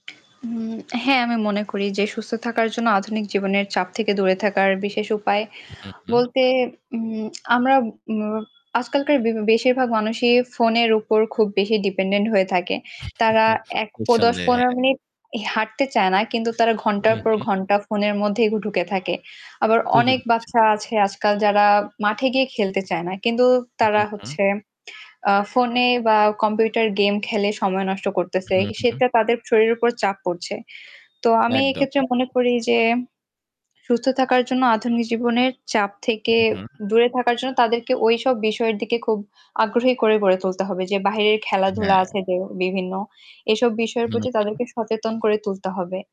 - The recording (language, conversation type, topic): Bengali, unstructured, সুস্থ থাকার জন্য কোন কোন অভ্যাস জরুরি বলে তুমি মনে করো?
- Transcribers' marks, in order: static; other background noise; chuckle; wind; distorted speech; tapping; horn; bird